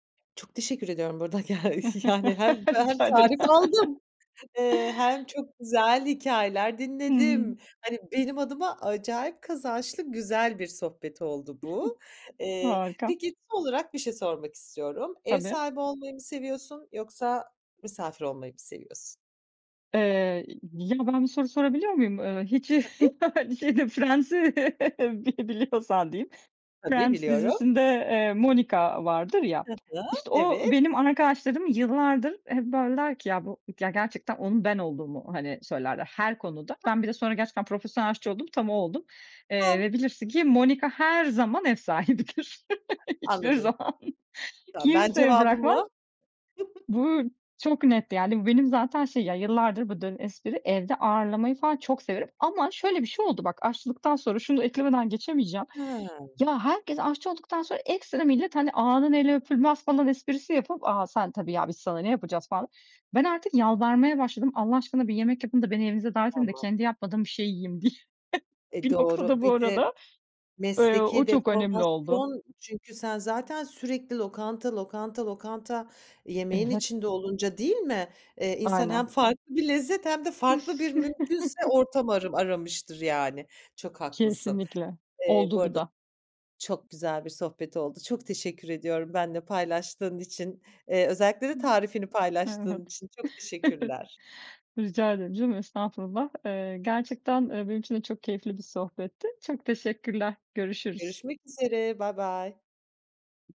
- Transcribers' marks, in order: chuckle; laughing while speaking: "Rica ederim"; laughing while speaking: "Ge yani, hem hem tarif aldım"; chuckle; chuckle; laughing while speaking: "Iıı, hiç, şey de Friends'i bil biliyorsan diyeyim"; tapping; unintelligible speech; laughing while speaking: "ev sahibidir. Hiçbir zaman kimseye bırakmaz"; chuckle; laughing while speaking: "diye. Bir noktada bu arada"; chuckle; unintelligible speech; chuckle
- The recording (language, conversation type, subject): Turkish, podcast, Bir yemeği arkadaşlarla paylaşırken en çok neyi önemsersin?